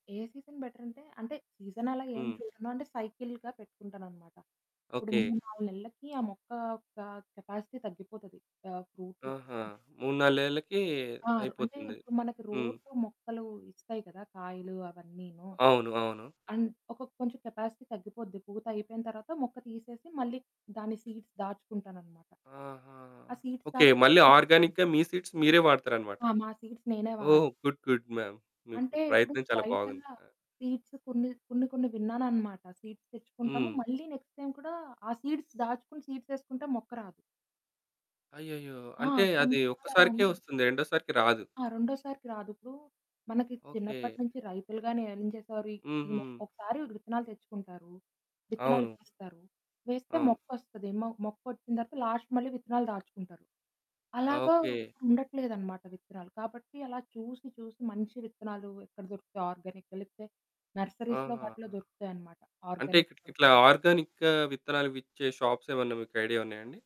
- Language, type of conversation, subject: Telugu, podcast, టెర్రస్ గార్డెనింగ్ ప్రారంభించాలనుకుంటే మొదట చేయాల్సిన అడుగు ఏమిటి?
- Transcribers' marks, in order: static; in English: "సీజన్"; in English: "సీజన్"; in English: "సైకిల్‌గా"; other background noise; distorted speech; in English: "కెపాసిటీ"; in English: "ఫ్రూట్స్"; in English: "అండ్"; in English: "కెపాసిటీ"; in English: "సీడ్స్"; in English: "సీడ్స్"; in English: "ఆర్గానిక్‌గా"; unintelligible speech; in English: "సీడ్స్"; in English: "సీడ్స్"; in English: "గుడ్ గుడ్ మేమ్"; in English: "సీడ్స్"; in English: "సీడ్స్"; in English: "నెక్స్ట్ టైమ్"; in English: "సీడ్స్"; in English: "సీడ్స్"; in English: "లాస్ట్"; in English: "నర్సరీస్‌లో"; in English: "ఆర్గానిక్"; in English: "ఆర్గానిక్"; in English: "షాప్స్"; in English: "ఐడియా"